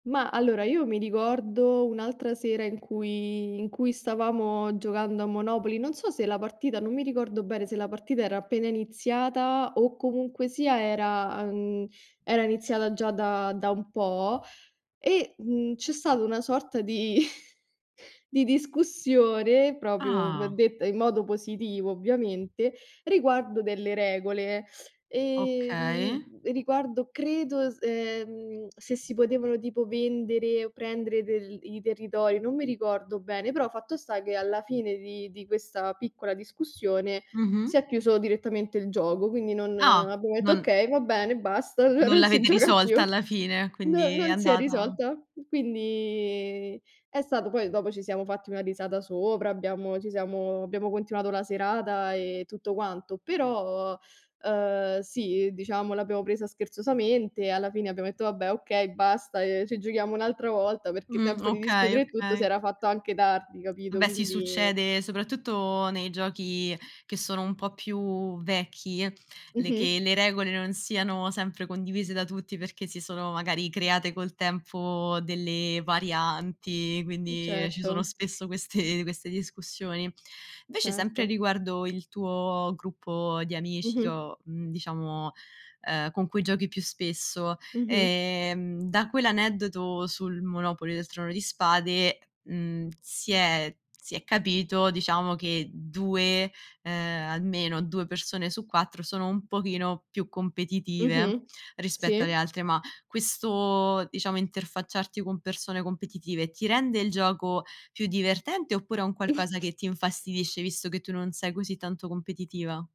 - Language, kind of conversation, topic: Italian, podcast, Qual è un gioco da tavolo che ti entusiasma e perché?
- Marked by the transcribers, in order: other background noise; chuckle; tapping; snort